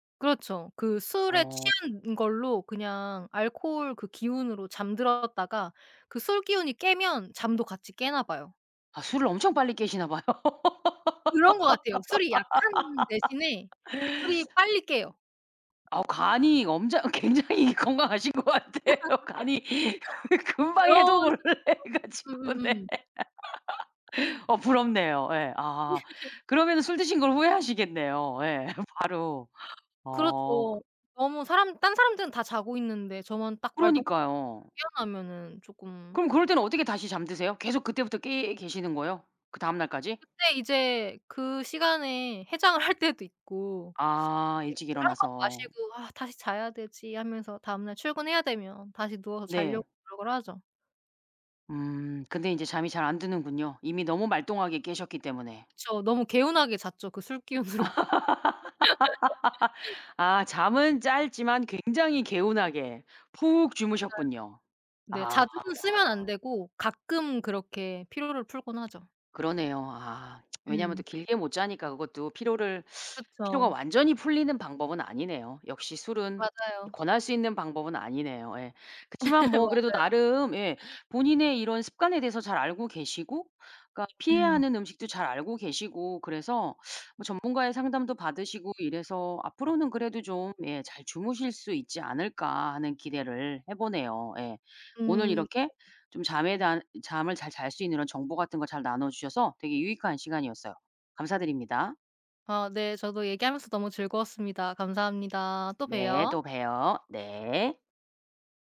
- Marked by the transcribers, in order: laughing while speaking: "봐요"; laugh; tapping; other background noise; laughing while speaking: "굉장히 건강하신 거 같아요. 간이 금방 해독을 해 가지고. 네"; laugh; laugh; laugh; laughing while speaking: "후회하시겠네요. 예"; unintelligible speech; laughing while speaking: "할"; laugh; laughing while speaking: "술기운으로"; laugh; tsk; teeth sucking; laugh; teeth sucking
- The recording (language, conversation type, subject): Korean, podcast, 잠을 잘 자려면 평소에 어떤 습관을 지키시나요?